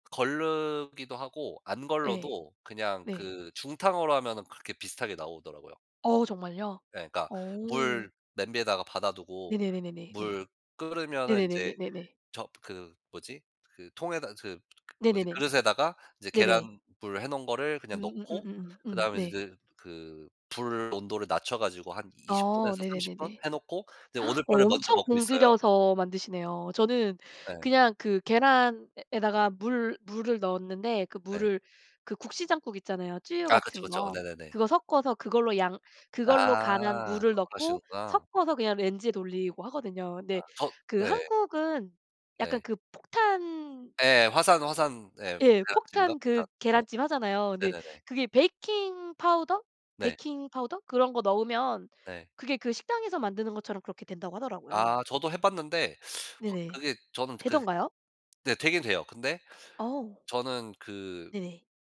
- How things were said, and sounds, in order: other background noise; gasp; drawn out: "아"; teeth sucking
- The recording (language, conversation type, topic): Korean, unstructured, 자신만의 스트레스 해소법이 있나요?